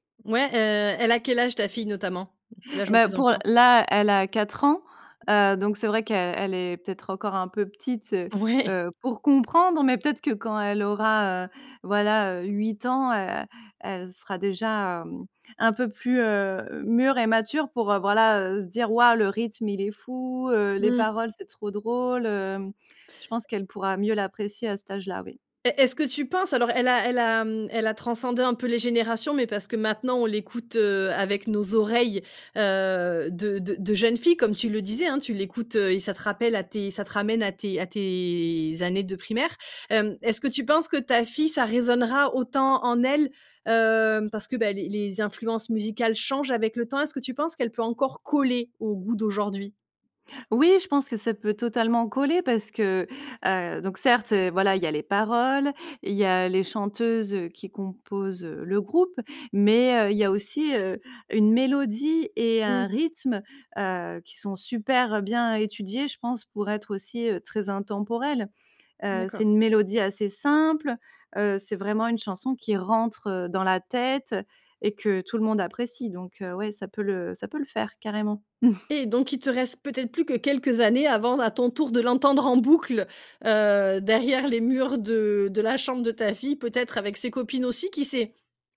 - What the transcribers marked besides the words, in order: laughing while speaking: "Ouais"; stressed: "coller"; stressed: "mais"; chuckle
- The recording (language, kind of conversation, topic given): French, podcast, Quelle chanson te rappelle ton enfance ?